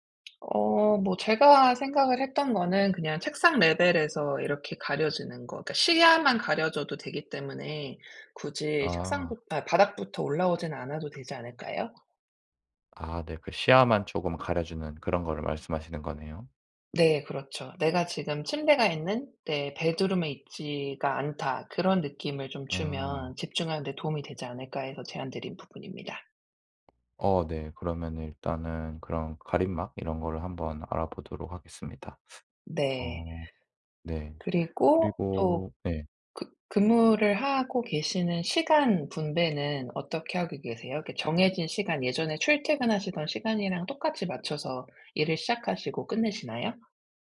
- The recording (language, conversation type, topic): Korean, advice, 원격·하이브리드 근무로 달라진 업무 방식에 어떻게 적응하면 좋을까요?
- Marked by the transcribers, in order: tapping; other background noise; in English: "베드룸에"